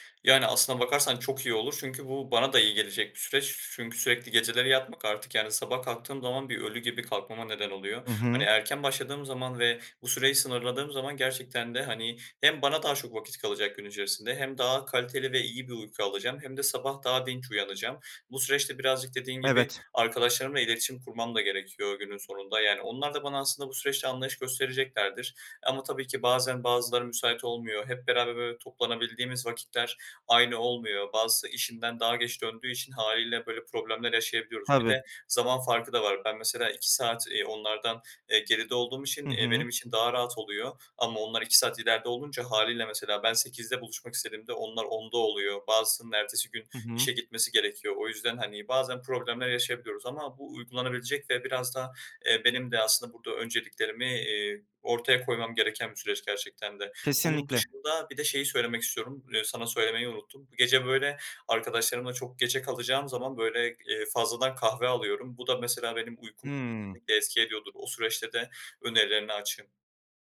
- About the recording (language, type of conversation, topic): Turkish, advice, Gece ekran kullanımı uykumu nasıl bozuyor ve bunu nasıl düzeltebilirim?
- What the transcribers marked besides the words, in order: tapping; unintelligible speech